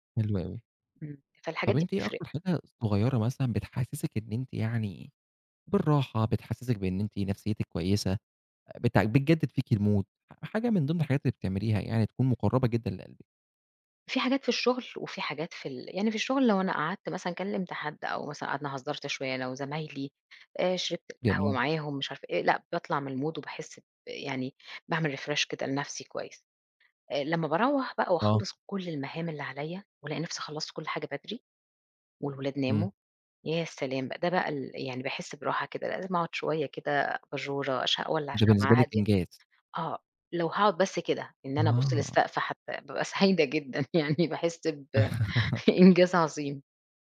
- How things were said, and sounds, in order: in English: "الmood"; in English: "الmood"; in English: "refresh"; laughing while speaking: "سعيدة جدًا"; laugh; laughing while speaking: "ب إنجاز عظيم"
- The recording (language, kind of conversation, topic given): Arabic, podcast, إزاي بتنظّم نومك عشان تحس بنشاط؟
- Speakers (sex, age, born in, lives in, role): female, 40-44, Egypt, Portugal, guest; male, 25-29, Egypt, Egypt, host